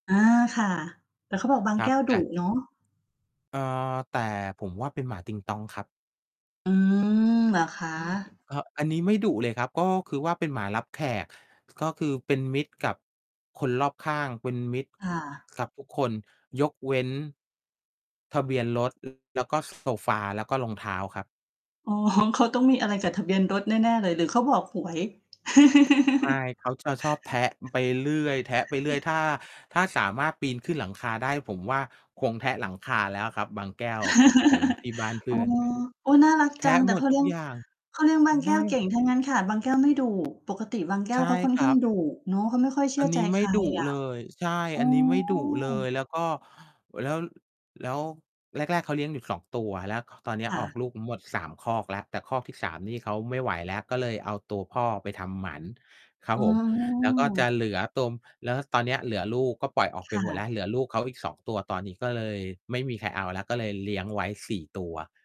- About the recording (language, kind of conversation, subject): Thai, unstructured, สัตว์เลี้ยงช่วยลดความเครียดในชีวิตประจำวันได้จริงไหม?
- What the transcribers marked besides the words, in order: tapping; distorted speech; mechanical hum; laughing while speaking: "อ๋อ"; laugh; static; chuckle; laugh